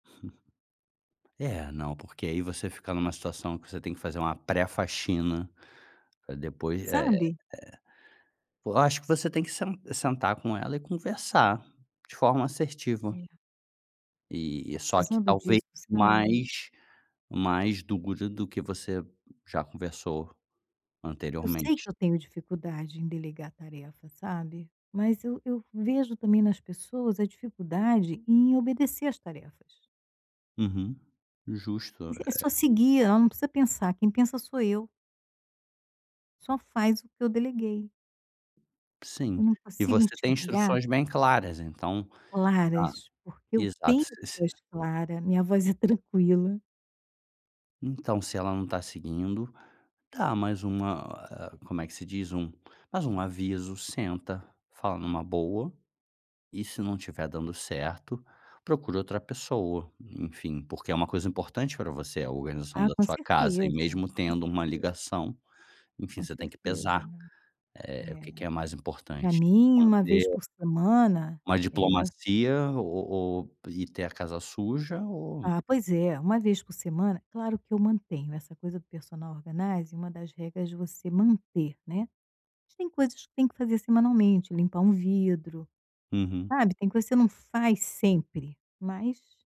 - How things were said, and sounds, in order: chuckle; tapping; other background noise; chuckle; in English: "personal organizing"
- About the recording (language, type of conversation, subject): Portuguese, advice, Como posso lidar com a dificuldade de delegar tarefas e a necessidade de controlar tudo sozinho?